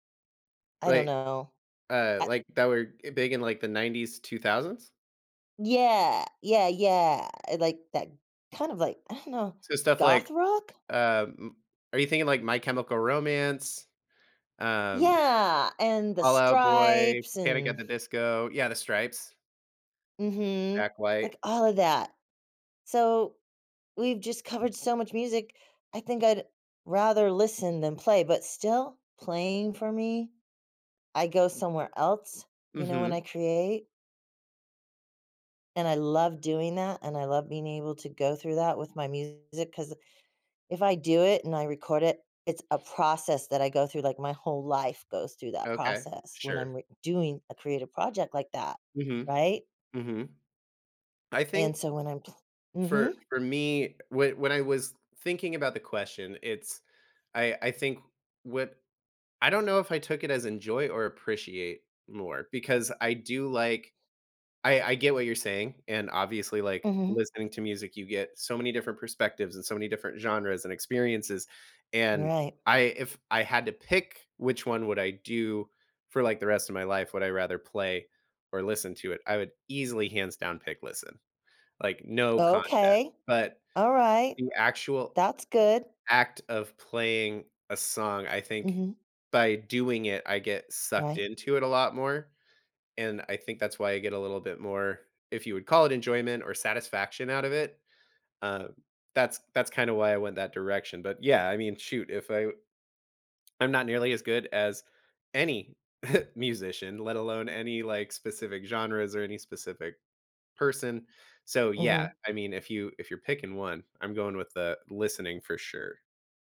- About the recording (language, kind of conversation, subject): English, unstructured, Do you enjoy listening to music more or playing an instrument?
- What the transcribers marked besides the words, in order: tapping; chuckle